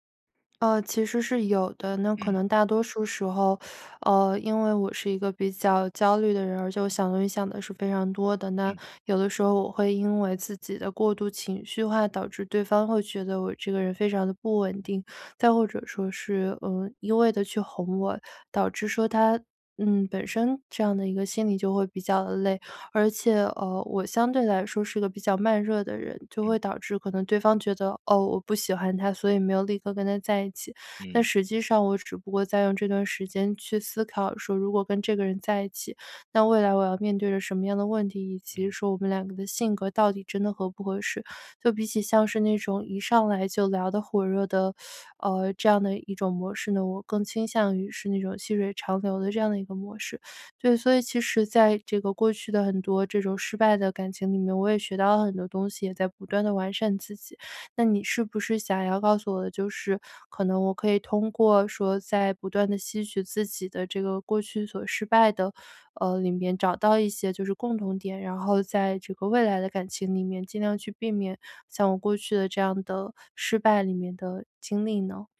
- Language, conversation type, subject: Chinese, advice, 我害怕再次受傷，該怎麼勇敢開始新的戀情？
- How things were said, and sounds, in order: tapping; teeth sucking; teeth sucking